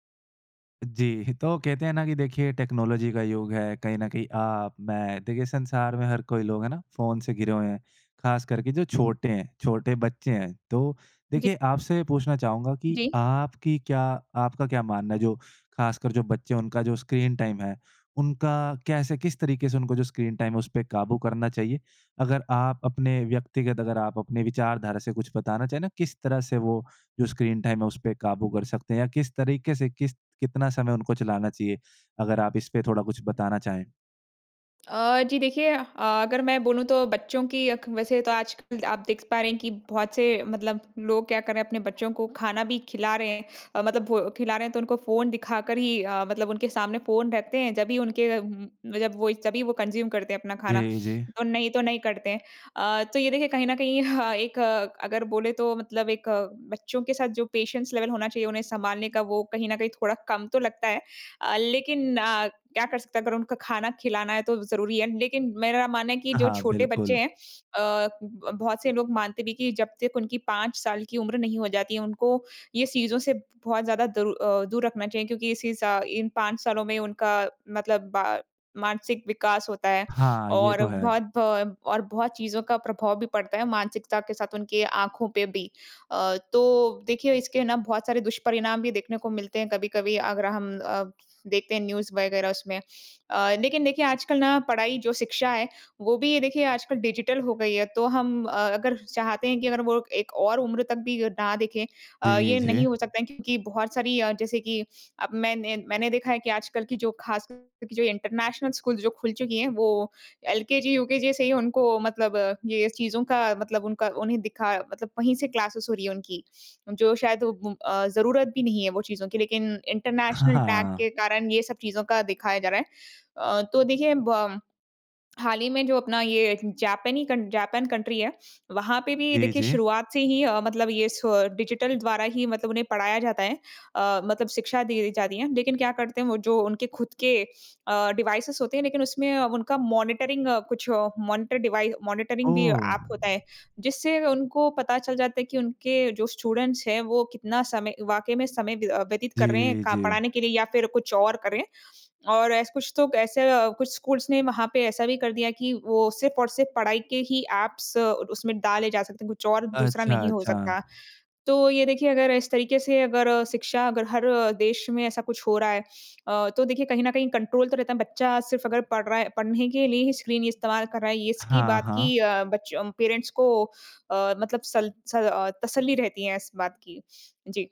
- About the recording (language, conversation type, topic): Hindi, podcast, बच्चों के स्क्रीन समय पर तुम क्या सलाह दोगे?
- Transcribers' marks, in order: chuckle; in English: "टेक्नोलॉजी"; in English: "टाइम"; in English: "टाइम"; in English: "टाइम"; "वो" said as "भो"; in English: "कंज़्यूम"; in English: "पेशेंस लेवल"; "दूर" said as "दरू"; in English: "न्यूज़"; in English: "इंटरनेशनल"; in English: "क्लासेज़"; in English: "इंटरनेशनल टैग"; in English: "कंट्री"; in English: "डिवाइसेस"; in English: "मॉनिटरिंग"; in English: "मॉनिटर डिवाइस मॉनिटरिंग"; in English: "स्टूडेंट्स"; tapping; in English: "स्कूल्स"; in English: "पेरेंट्स"